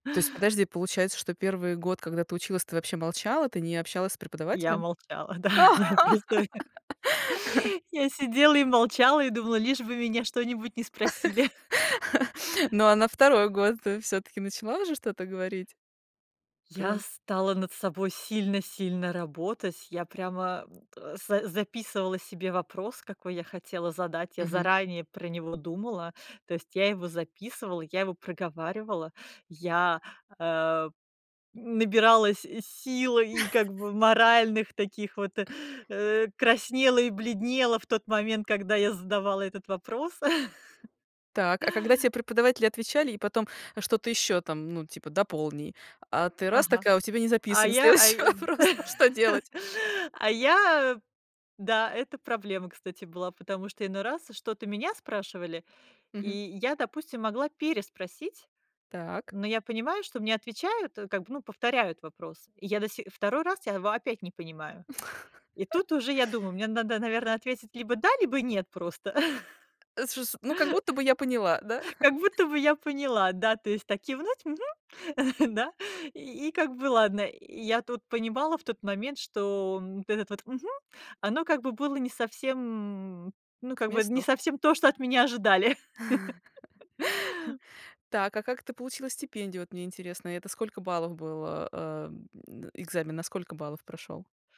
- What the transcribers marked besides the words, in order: laughing while speaking: "да, я просто"; laugh; laugh; chuckle; laugh; tapping; laugh; laughing while speaking: "следующего вопрос-то"; laugh; laugh; laughing while speaking: "Как будто бы я поняла, да"; laugh; chuckle; laugh
- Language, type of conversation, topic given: Russian, podcast, Как не зацикливаться на ошибках и двигаться дальше?